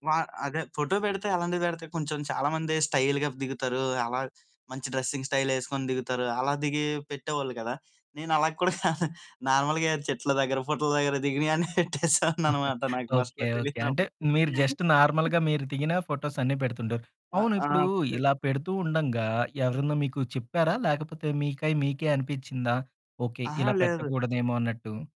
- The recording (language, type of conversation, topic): Telugu, podcast, మీ పని ఆన్‌లైన్‌లో పోస్ట్ చేసే ముందు మీకు ఎలాంటి అనుభూతి కలుగుతుంది?
- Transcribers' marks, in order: in English: "స్టయిల్‌గా"; in English: "డ్రెస్సింగ్"; laughing while speaking: "కూడా కాదు"; in English: "నార్మల్‌గా"; laughing while speaking: "పెట్టేసేవాడినన్నమాట నాకు ఫస్ట్‌లో తెలియనప్పుడు"; chuckle; in English: "ఫస్ట్‌లో"; in English: "జస్ట్ నార్మల్‌గా"; chuckle; in English: "ఫోటోస్"